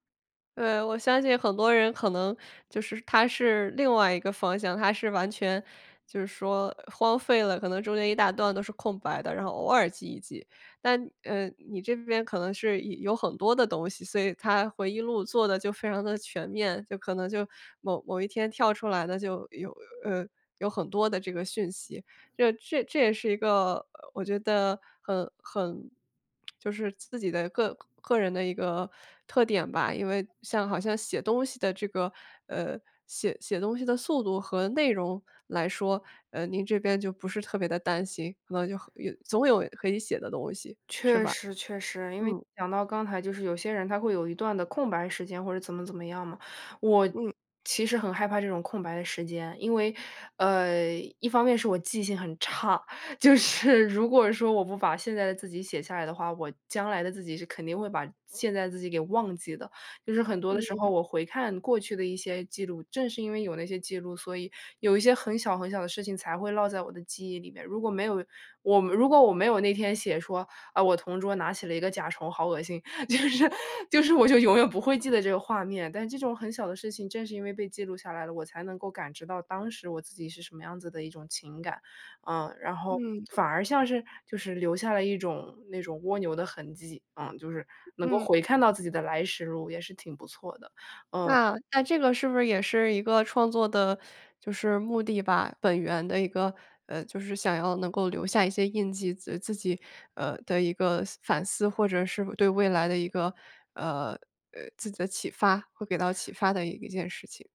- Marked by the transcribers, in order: lip smack; laughing while speaking: "就是"; laughing while speaking: "就是"; other background noise
- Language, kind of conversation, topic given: Chinese, advice, 写作怎样能帮助我更了解自己？